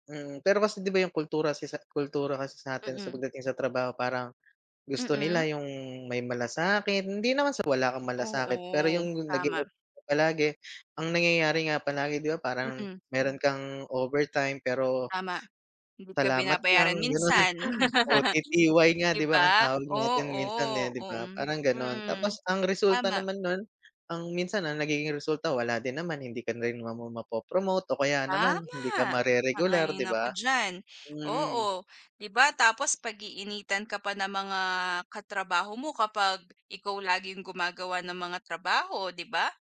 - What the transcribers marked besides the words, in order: unintelligible speech; laughing while speaking: "gano'n"; laugh
- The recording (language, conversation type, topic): Filipino, unstructured, Paano mo hinaharap ang hindi patas na pagtrato sa trabaho?